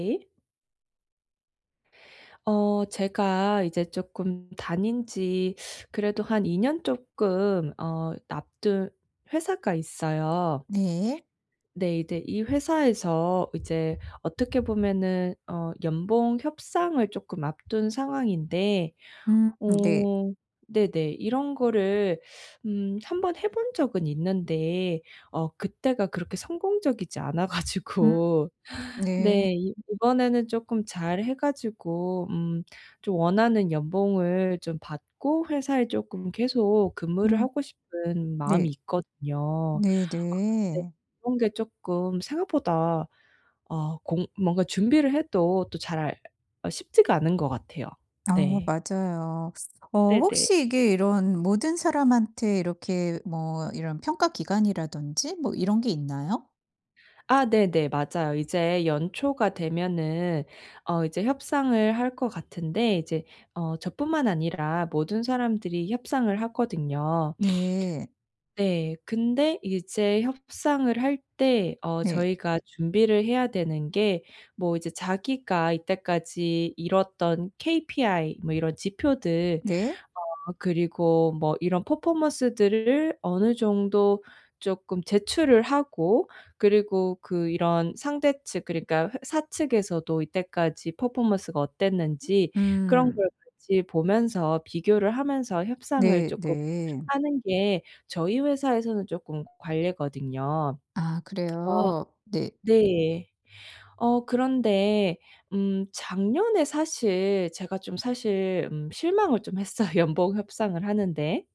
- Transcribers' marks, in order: tapping; teeth sucking; other street noise; teeth sucking; laughing while speaking: "가지고"; teeth sucking; other background noise; sniff; in English: "퍼포먼스들을"; in English: "퍼포먼스가"; laughing while speaking: "했어요"
- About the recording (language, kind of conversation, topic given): Korean, advice, 연봉 협상을 앞두고 불안을 줄이면서 효과적으로 협상하려면 어떻게 준비해야 하나요?